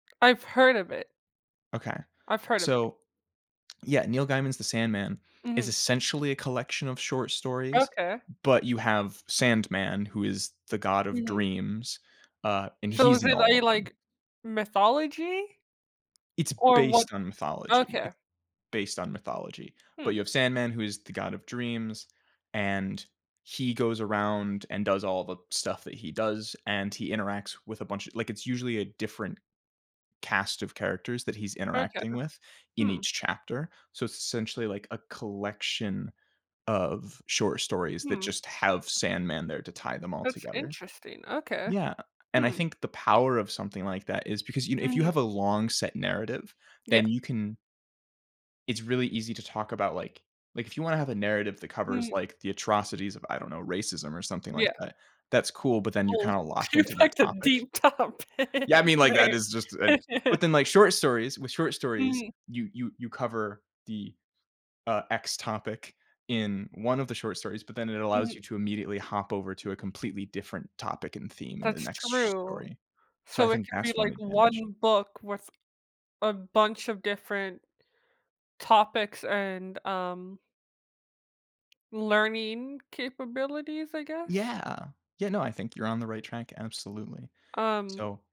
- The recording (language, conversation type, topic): English, unstructured, How does the length of a story affect the way its message is received by readers?
- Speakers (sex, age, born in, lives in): female, 20-24, United States, United States; male, 20-24, United States, United States
- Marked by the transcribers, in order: tapping; laughing while speaking: "she picked a deep topic"; unintelligible speech; chuckle